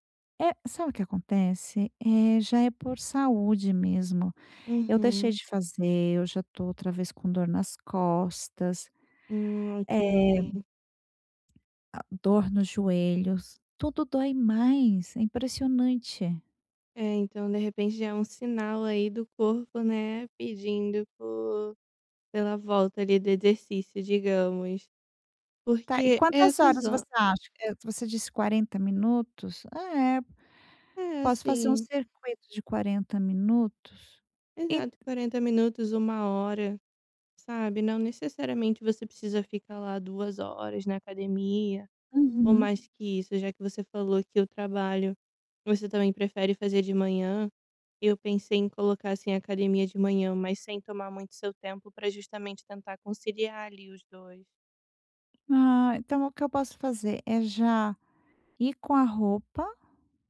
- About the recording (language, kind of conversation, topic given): Portuguese, advice, Como criar rotinas que reduzam recaídas?
- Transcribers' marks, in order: tapping